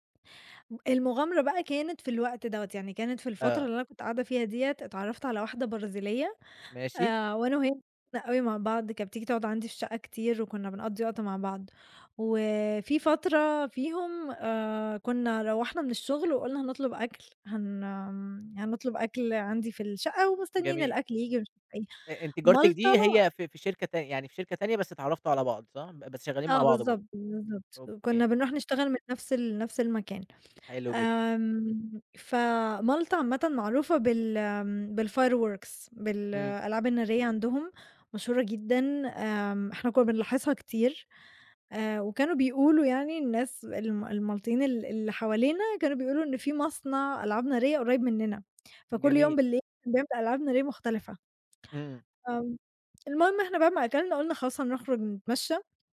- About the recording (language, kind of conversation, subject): Arabic, podcast, احكيلي عن مغامرة سفر ما هتنساها أبدًا؟
- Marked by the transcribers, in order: unintelligible speech; in English: "بالfireworks"